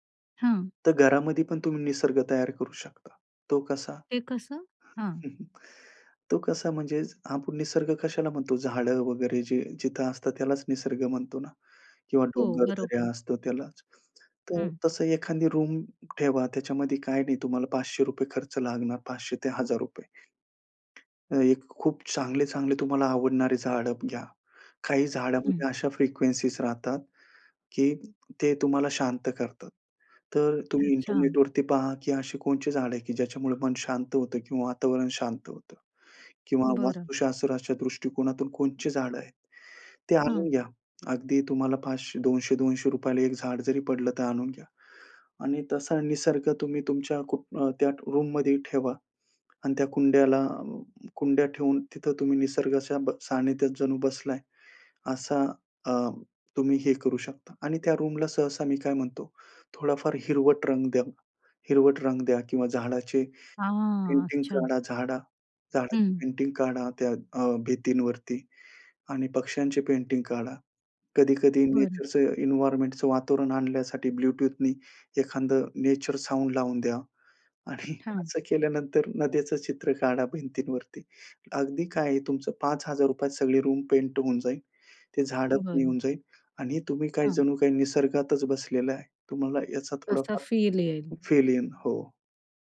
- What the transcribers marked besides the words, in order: chuckle; in English: "रूम"; other noise; "कोणती" said as "कोणची"; "कोणती" said as "कोणची"; in English: "रूममध्ये"; in English: "रूमला"; in English: "साउंड"; laughing while speaking: "आणि"; in English: "रूम"
- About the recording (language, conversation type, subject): Marathi, podcast, निसर्गात ध्यान कसे सुरू कराल?